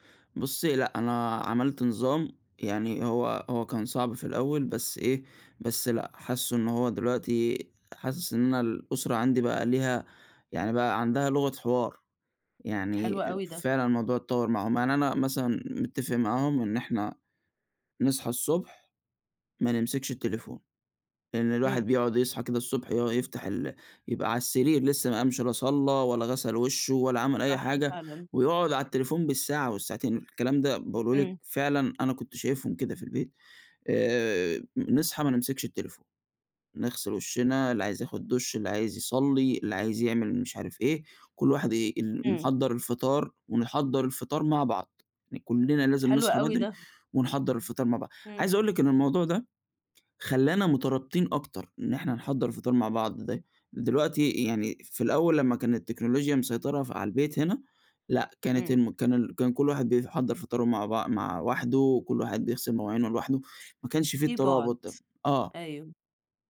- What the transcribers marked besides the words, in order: tapping
- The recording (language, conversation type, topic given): Arabic, podcast, إزاي بتحدد حدود لاستخدام التكنولوجيا مع أسرتك؟